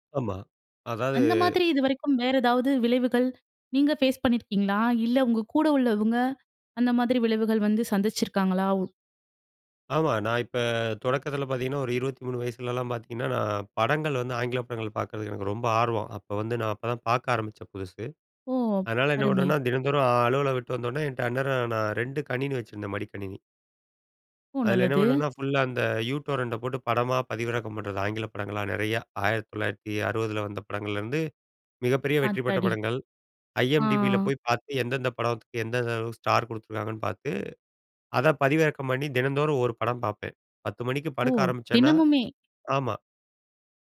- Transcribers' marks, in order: in English: "ஃபேஸ்"; bird; in English: "யூ டோரண்டை"; in English: "ஐஎம்டிபி"; drawn out: "ஆ"
- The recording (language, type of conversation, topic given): Tamil, podcast, உடல் உங்களுக்கு ஓய்வு சொல்லும்போது நீங்கள் அதை எப்படி கேட்கிறீர்கள்?